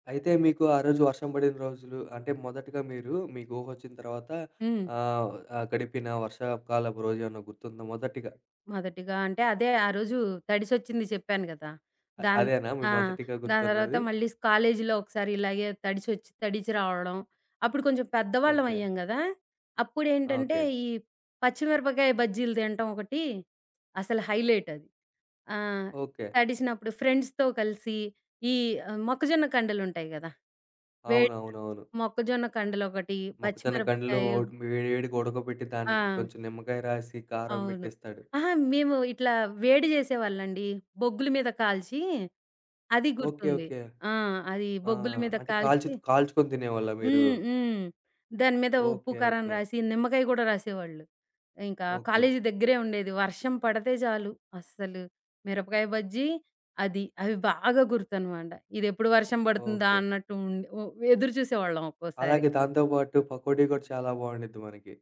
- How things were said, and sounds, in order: in English: "ఫ్రెండ్స్‌తో"; other background noise
- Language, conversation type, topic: Telugu, podcast, వర్షకాలంలో మీకు అత్యంత గుర్తుండిపోయిన అనుభవం ఏది?